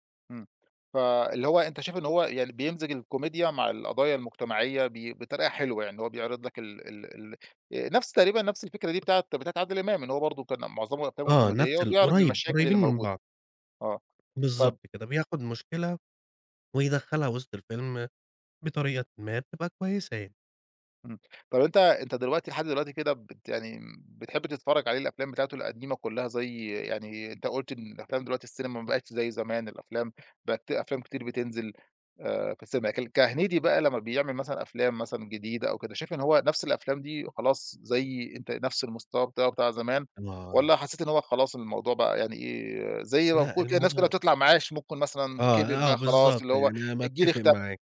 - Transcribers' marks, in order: tapping
- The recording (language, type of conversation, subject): Arabic, podcast, مين الفنان المحلي اللي بتفضّله؟